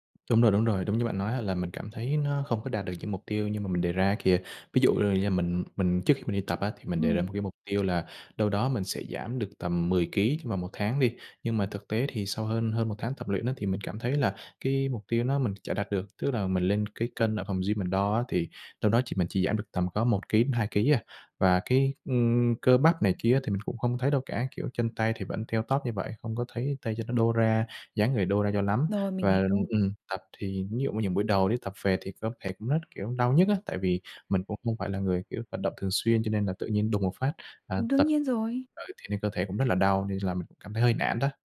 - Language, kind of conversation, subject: Vietnamese, advice, Làm thế nào để duy trì thói quen tập luyện lâu dài khi tôi hay bỏ giữa chừng?
- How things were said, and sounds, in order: tapping